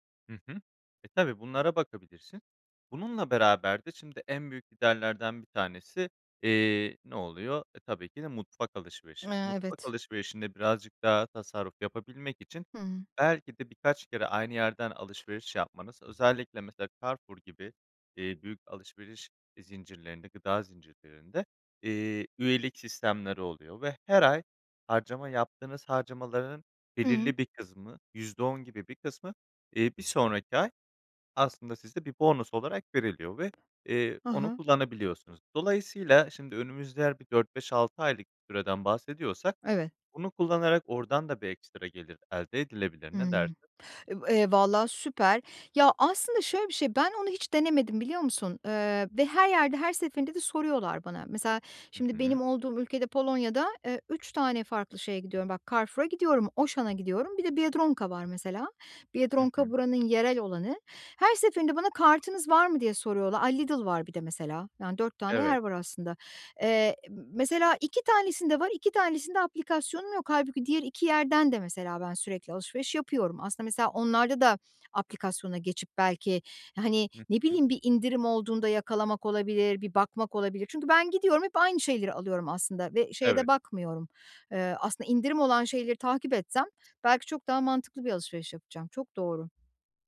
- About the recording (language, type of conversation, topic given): Turkish, advice, Zamanım ve bütçem kısıtlıyken iyi bir seyahat planını nasıl yapabilirim?
- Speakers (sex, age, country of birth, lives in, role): female, 55-59, Turkey, Poland, user; male, 25-29, Turkey, Spain, advisor
- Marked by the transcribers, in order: tapping; other background noise